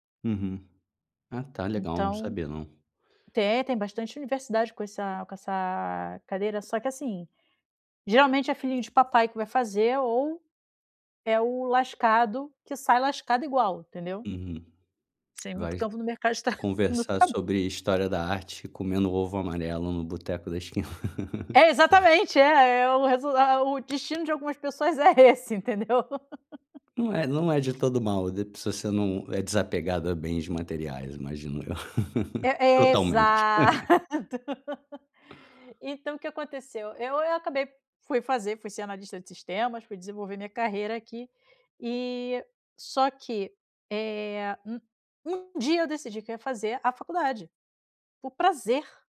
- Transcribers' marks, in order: tapping; laugh; unintelligible speech; laugh; other background noise; laughing while speaking: "exato"; laugh
- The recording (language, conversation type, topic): Portuguese, advice, Como posso trocar de carreira sem garantias?